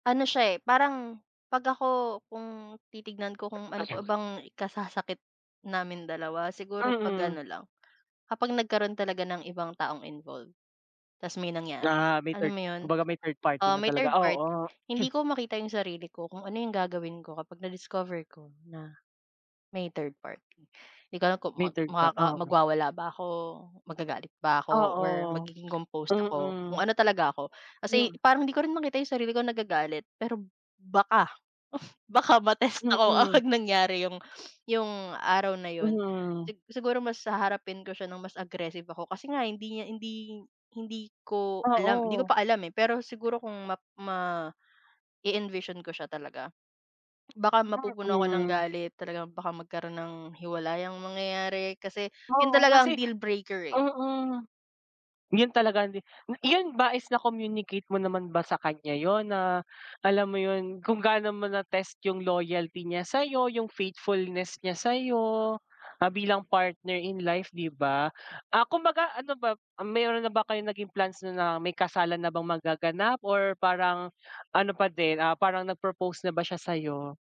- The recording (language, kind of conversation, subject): Filipino, unstructured, Paano mo haharapin ang takot na masaktan kapag nagmahal ka nang malalim?
- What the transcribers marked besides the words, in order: unintelligible speech; tapping; other noise; sniff